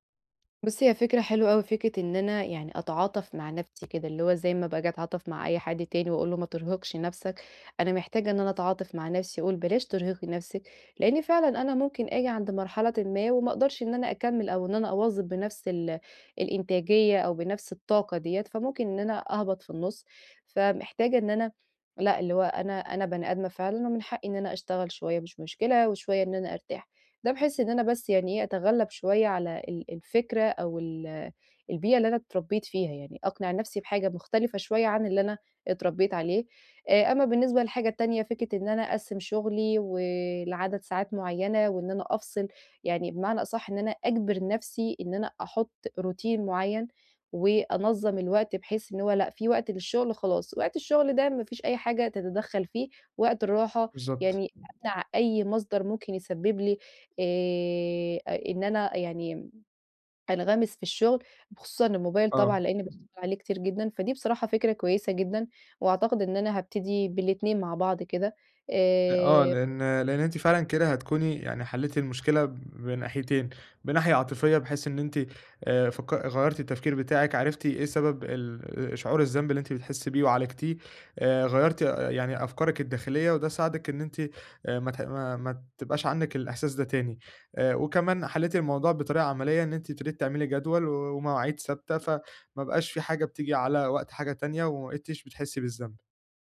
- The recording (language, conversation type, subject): Arabic, advice, إزاي أبطل أحس بالذنب لما أخصص وقت للترفيه؟
- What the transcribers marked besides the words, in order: in English: "روتين"; unintelligible speech